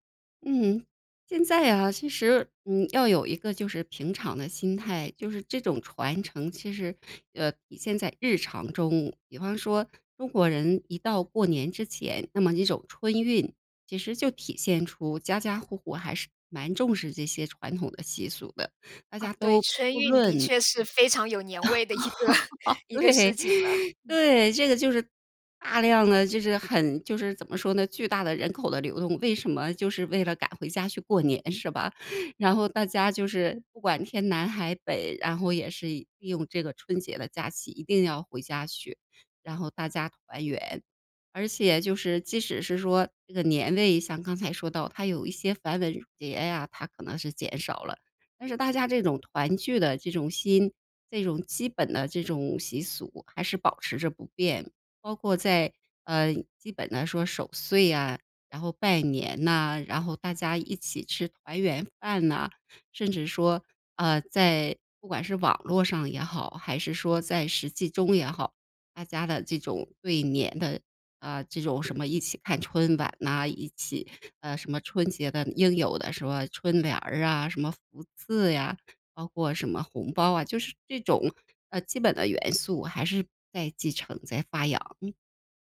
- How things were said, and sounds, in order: laugh; laughing while speaking: "对，对"; laughing while speaking: "一个"
- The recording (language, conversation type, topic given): Chinese, podcast, 你们家平时有哪些日常习俗？